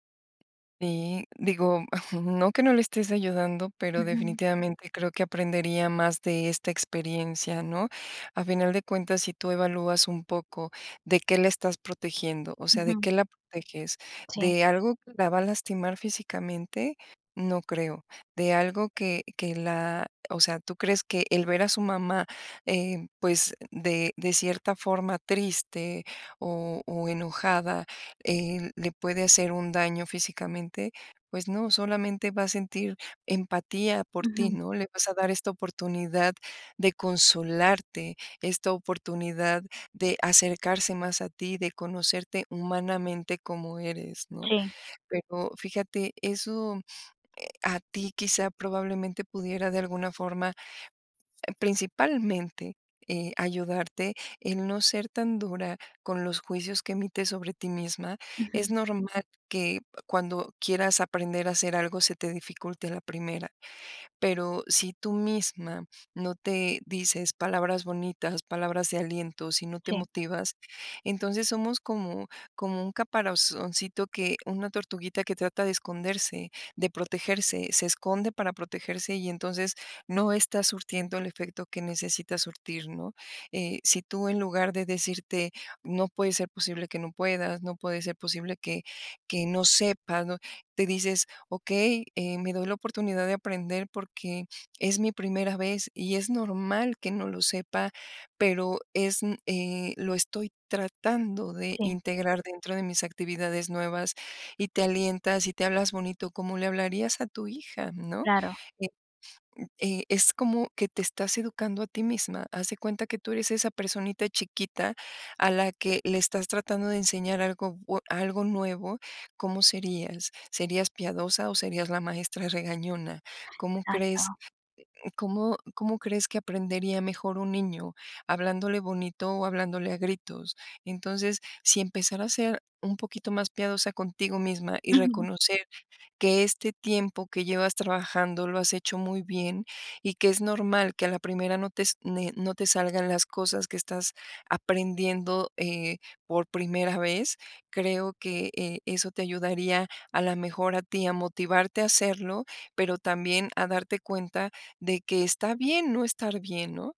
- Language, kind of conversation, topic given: Spanish, advice, ¿Cómo evitas mostrar tristeza o enojo para proteger a los demás?
- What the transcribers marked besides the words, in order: tapping; chuckle; other background noise